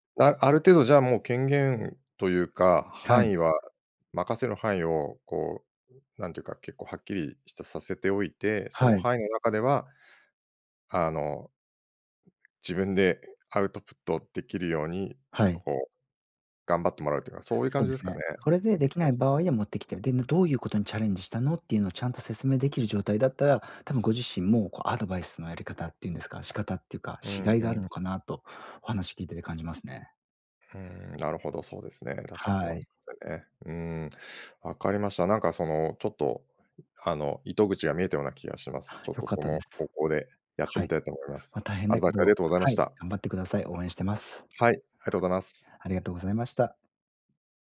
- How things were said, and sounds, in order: tapping; other background noise
- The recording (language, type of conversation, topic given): Japanese, advice, 仕事で同僚に改善点のフィードバックをどのように伝えればよいですか？